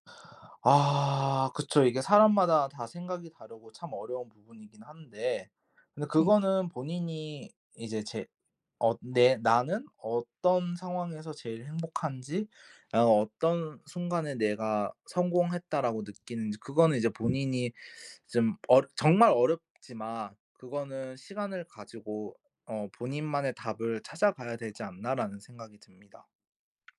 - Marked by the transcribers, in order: inhale; tapping; other background noise
- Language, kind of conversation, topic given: Korean, podcast, 일과 삶의 균형은 성공의 일부인가요?